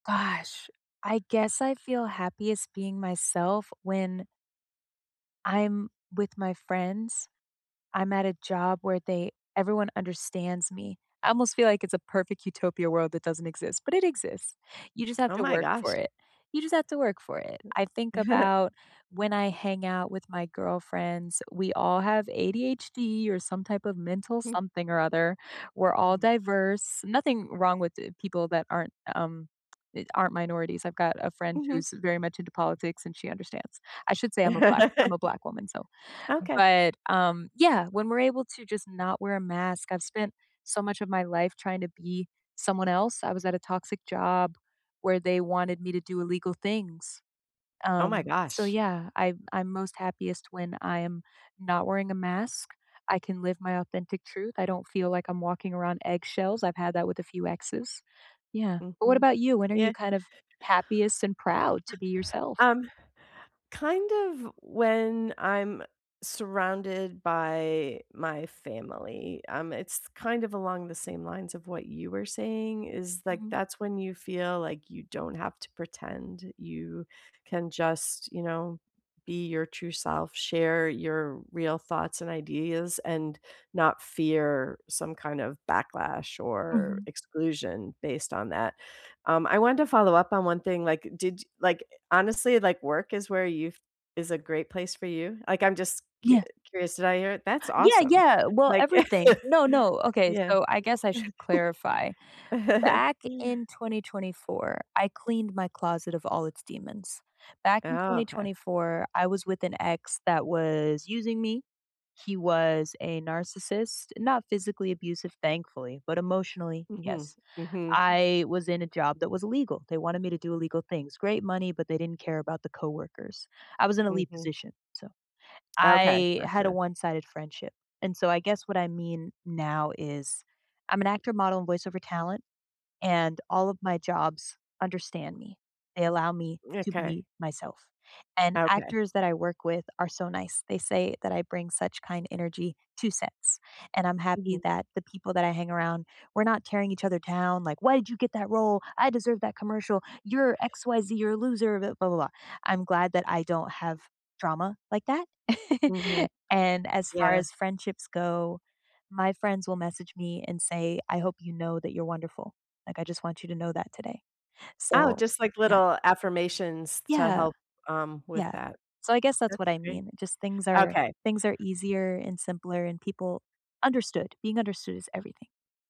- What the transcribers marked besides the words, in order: chuckle; laugh; chuckle; put-on voice: "Why did you get that … You're a loser"; chuckle
- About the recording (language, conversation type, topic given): English, unstructured, When do you feel happiest being yourself?
- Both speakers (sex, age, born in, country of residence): female, 30-34, United States, United States; female, 60-64, United States, United States